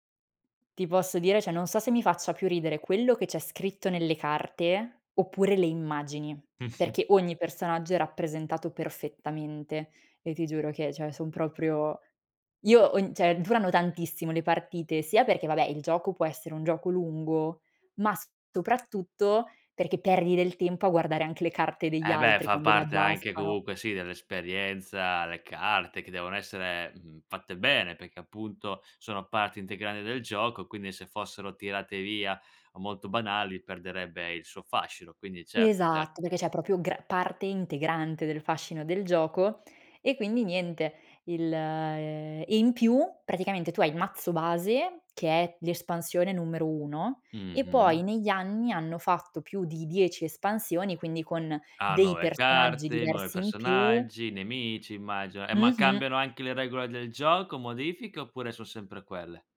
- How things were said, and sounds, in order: "cioè" said as "ceh"; "cioè" said as "ceh"; "cioè" said as "ceh"; drawn out: "il"
- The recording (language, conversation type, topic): Italian, podcast, Qual è il tuo gioco preferito per rilassarti, e perché?